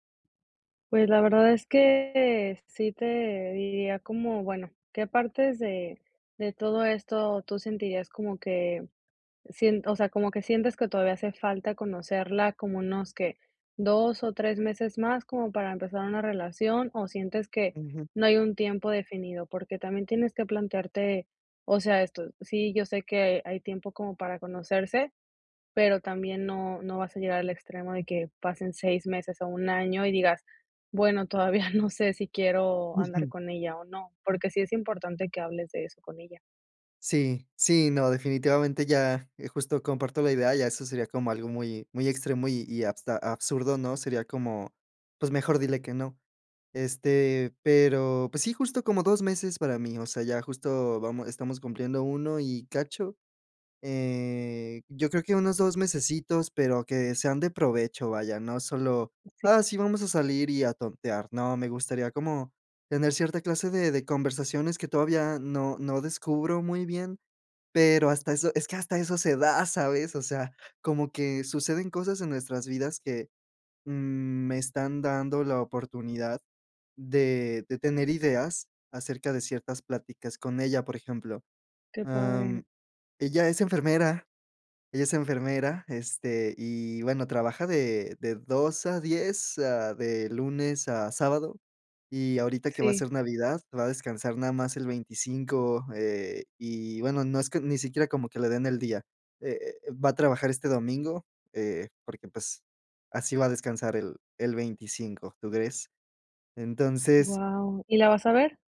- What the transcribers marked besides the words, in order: none
- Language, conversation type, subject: Spanish, advice, ¿Cómo puedo ajustar mis expectativas y establecer plazos realistas?